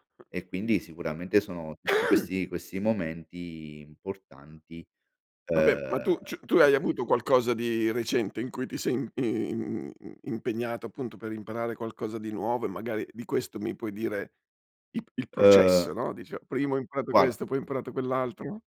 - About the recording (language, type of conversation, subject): Italian, podcast, Come trovi il tempo per imparare qualcosa di nuovo?
- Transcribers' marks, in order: cough; unintelligible speech